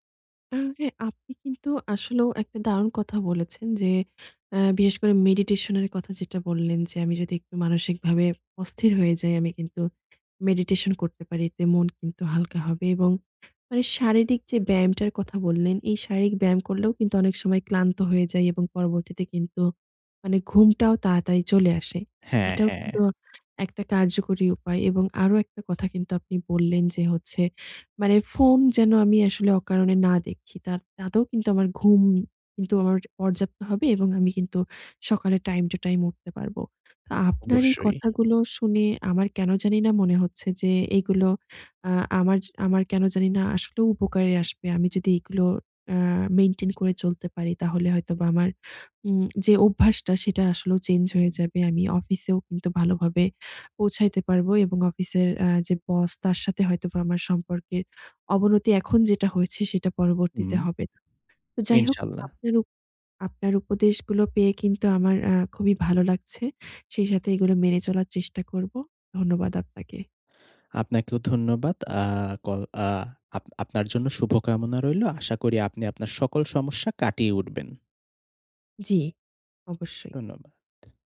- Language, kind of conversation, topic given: Bengali, advice, ক্রমাগত দেরি করার অভ্যাস কাটাতে চাই
- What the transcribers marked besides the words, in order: tapping; in Arabic: "ইনশাল্লাহ"